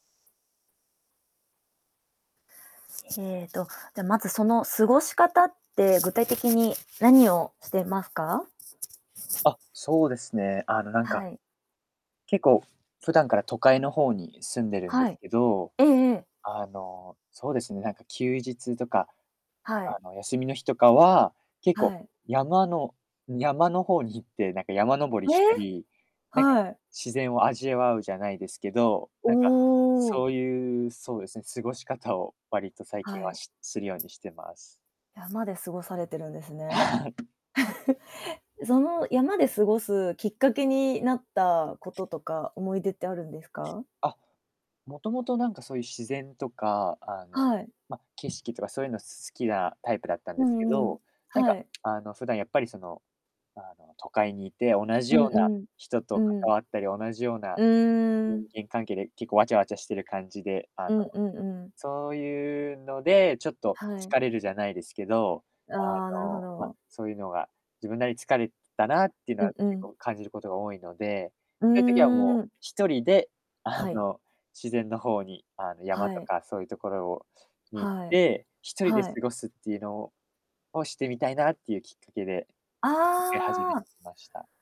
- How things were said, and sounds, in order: static; other background noise; chuckle; tapping
- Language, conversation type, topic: Japanese, podcast, 休日の過ごし方でいちばん好きなのは何ですか？